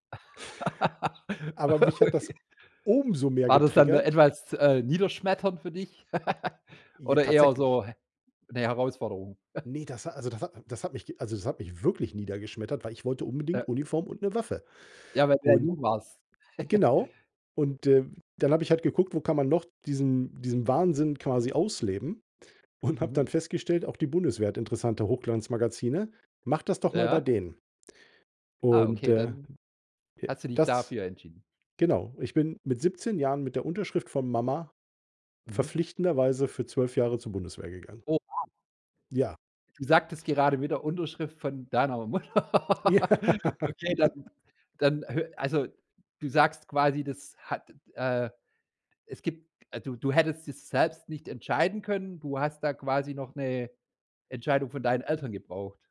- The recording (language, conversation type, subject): German, podcast, Welche Entscheidung hat dein Leben stark verändert?
- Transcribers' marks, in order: laugh; laughing while speaking: "Ah, okay"; stressed: "umso"; other background noise; laugh; chuckle; chuckle; laughing while speaking: "Und habe dann"; laughing while speaking: "Mutter"; laughing while speaking: "Ja"